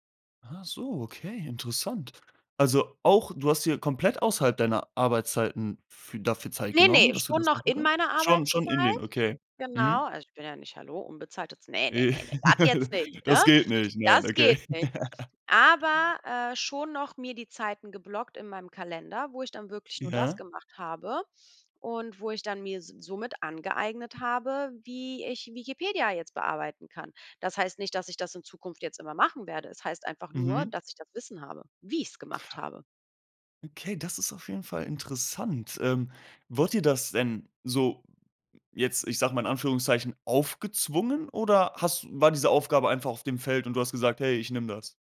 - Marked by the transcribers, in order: put-on voice: "Ne, ne, das jetzt nicht"; chuckle; chuckle
- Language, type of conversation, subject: German, podcast, Wie sagst du „Nein“, ohne dich schlecht zu fühlen?